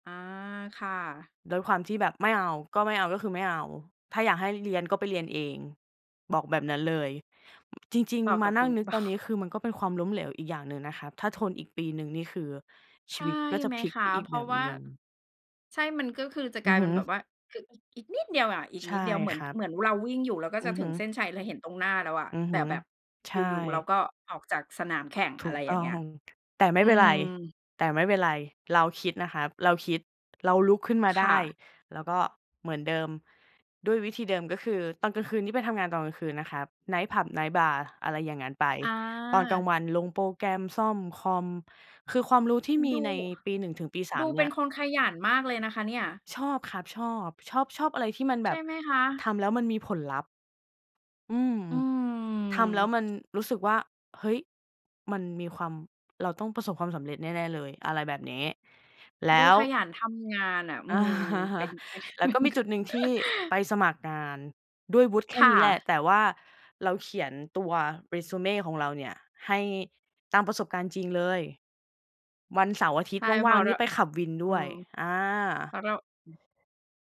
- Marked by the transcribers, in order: tapping; laughing while speaking: "เปล่า ?"; other background noise; laughing while speaking: "อา"; laughing while speaking: "เป็น เป็น"; laugh
- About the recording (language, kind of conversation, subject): Thai, podcast, คุณเคยล้มเหลวครั้งหนึ่งแล้วลุกขึ้นมาได้อย่างไร?